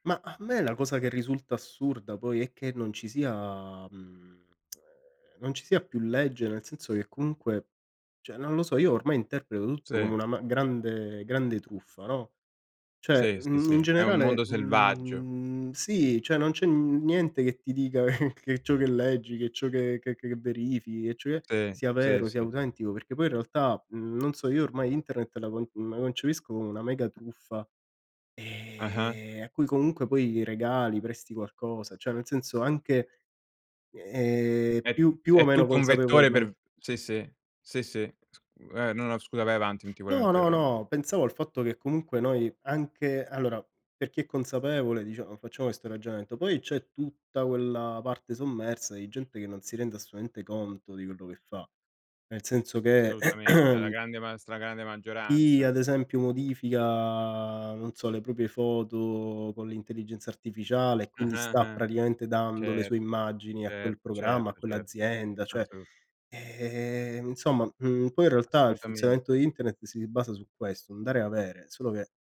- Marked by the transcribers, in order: tsk; laughing while speaking: "che"; other background noise; throat clearing; tapping
- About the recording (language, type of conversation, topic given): Italian, unstructured, Ti preoccupa la quantità di dati personali che viene raccolta online?